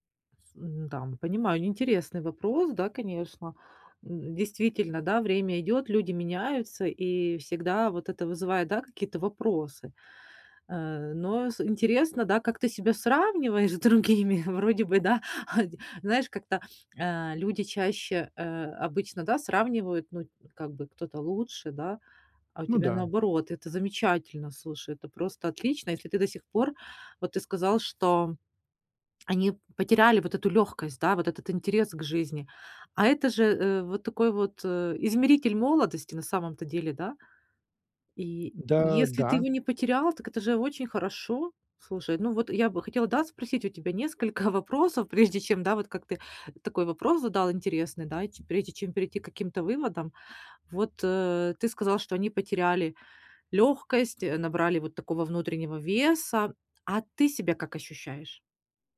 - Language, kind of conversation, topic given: Russian, advice, Как перестать сравнивать себя с общественными стандартами?
- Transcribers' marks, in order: other background noise; laughing while speaking: "другими"; gasp